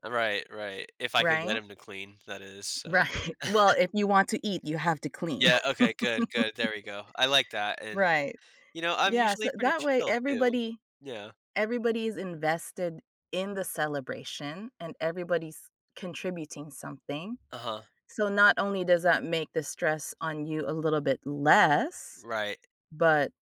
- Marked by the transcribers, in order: laughing while speaking: "Right"; chuckle; laugh; stressed: "less"
- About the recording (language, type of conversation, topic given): English, advice, How can I stay present and enjoy joyful but busy holiday family gatherings without getting overwhelmed?